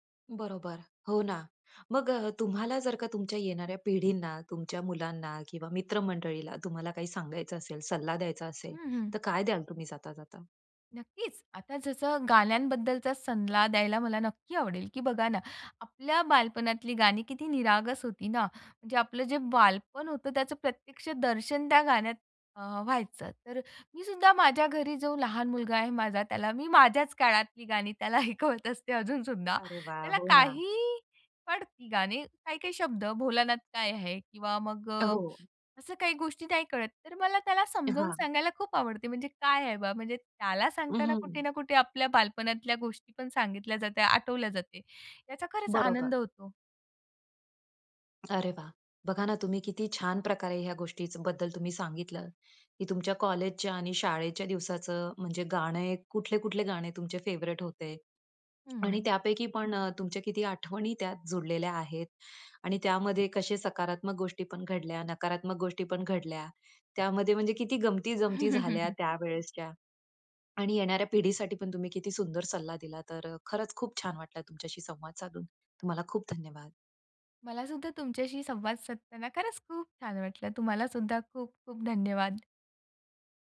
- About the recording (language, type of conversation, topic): Marathi, podcast, शाळा किंवा कॉलेजच्या दिवसांची आठवण करून देणारं तुमचं आवडतं गाणं कोणतं आहे?
- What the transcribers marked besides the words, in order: tapping; laughing while speaking: "त्याला ऐकवत असते अजून सुद्धा"; in English: "फेव्हरेट"; other background noise; chuckle